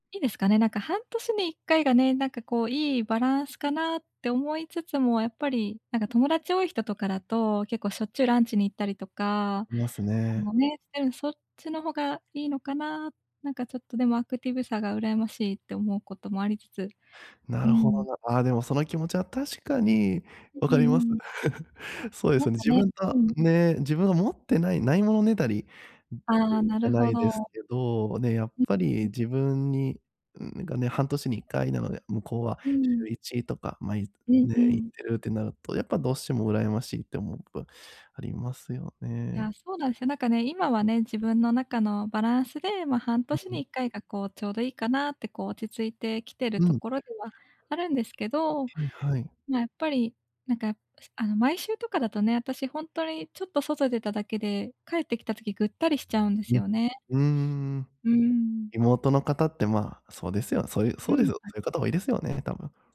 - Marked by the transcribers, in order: chuckle; other noise; unintelligible speech
- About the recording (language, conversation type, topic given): Japanese, advice, 他人と比べる癖を減らして衝動買いをやめるにはどうすればよいですか？